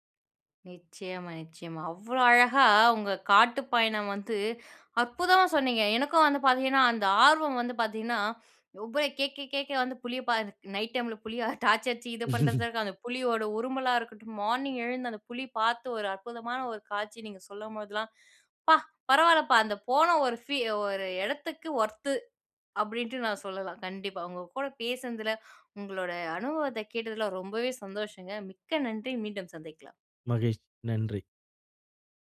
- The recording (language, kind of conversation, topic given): Tamil, podcast, காட்டில் உங்களுக்கு ஏற்பட்ட எந்த அனுபவம் உங்களை மனதார ஆழமாக உலுக்கியது?
- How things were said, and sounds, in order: laugh; in English: "ஒர்த்து"